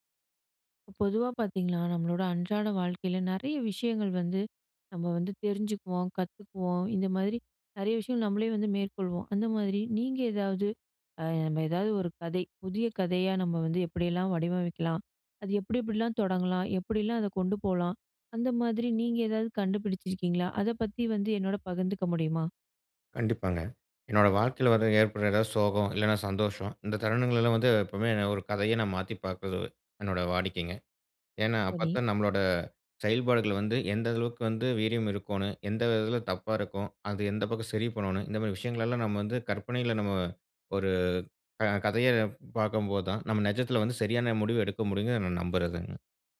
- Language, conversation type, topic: Tamil, podcast, புதுமையான கதைகளை உருவாக்கத் தொடங்குவது எப்படி?
- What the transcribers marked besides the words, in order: other background noise